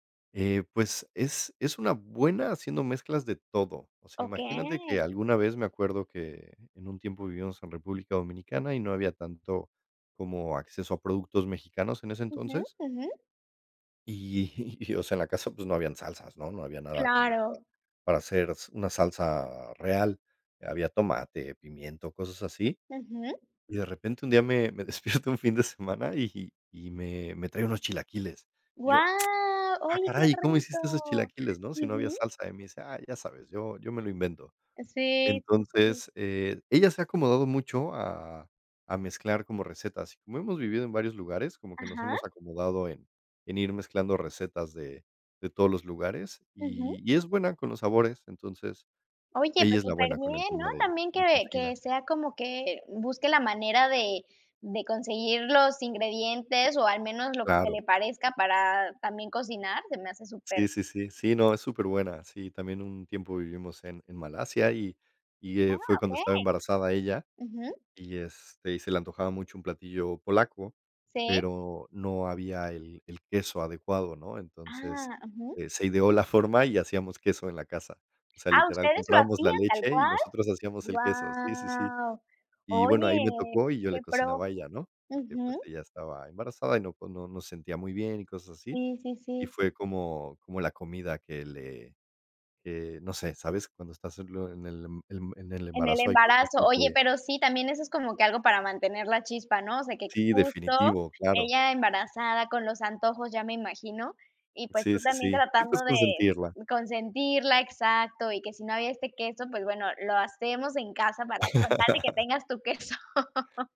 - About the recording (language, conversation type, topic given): Spanish, unstructured, ¿Cómo mantener la chispa en una relación a largo plazo?
- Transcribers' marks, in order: laughing while speaking: "y"; laughing while speaking: "despierto un fin"; lip smack; surprised: "Guau"; tapping; laugh; laughing while speaking: "queso"; chuckle